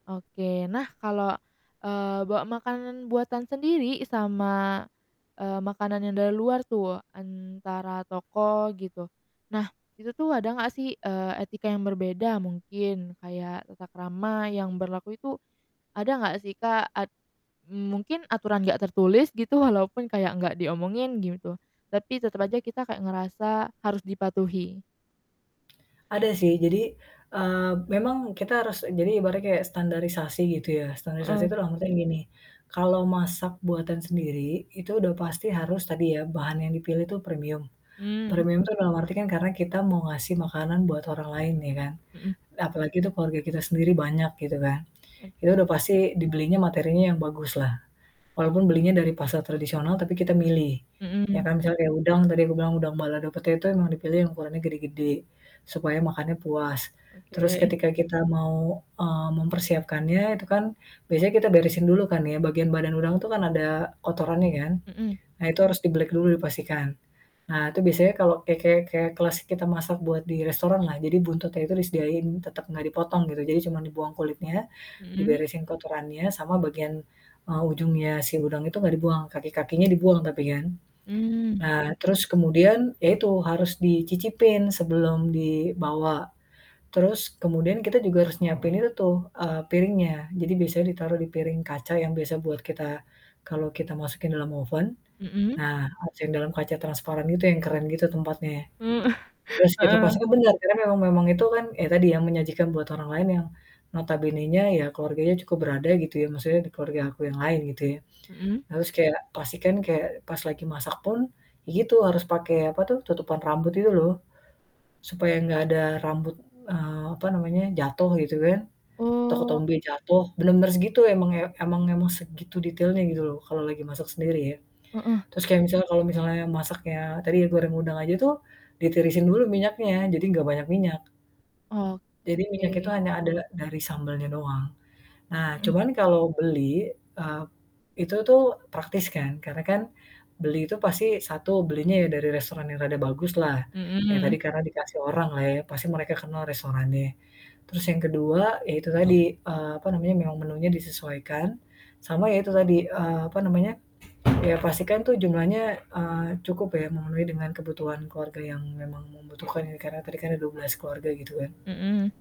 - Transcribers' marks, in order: static; distorted speech; tapping; unintelligible speech; chuckle; mechanical hum; other background noise
- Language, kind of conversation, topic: Indonesian, podcast, Apa etika dasar yang perlu diperhatikan saat membawa makanan ke rumah orang lain?